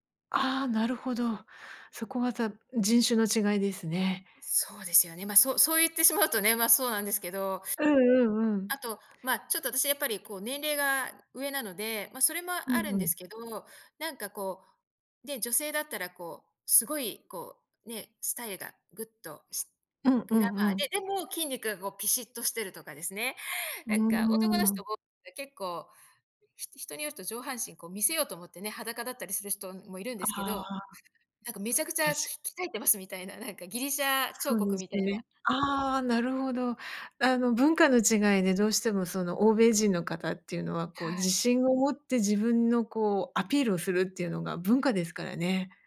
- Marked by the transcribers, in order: tapping
- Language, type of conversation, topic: Japanese, advice, ジムで人の視線が気になって落ち着いて運動できないとき、どうすればいいですか？